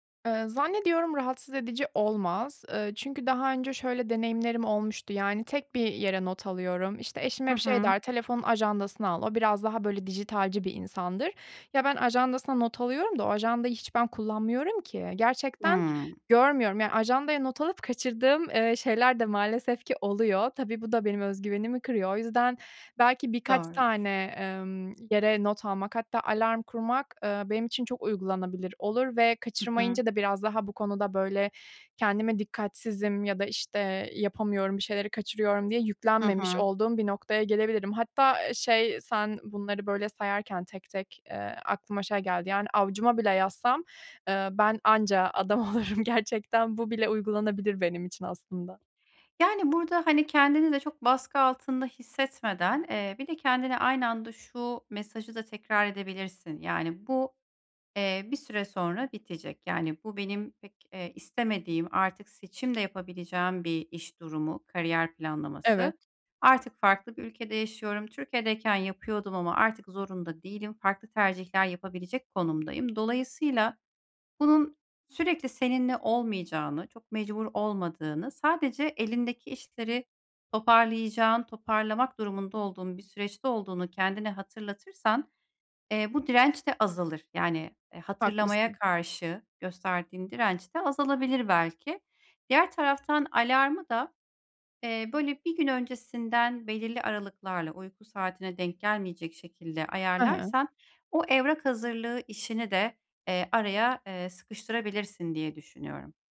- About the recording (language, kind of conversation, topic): Turkish, advice, Sürekli dikkatimin dağılmasını azaltıp düzenli çalışma blokları oluşturarak nasıl daha iyi odaklanabilirim?
- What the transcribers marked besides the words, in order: laughing while speaking: "adam olurum"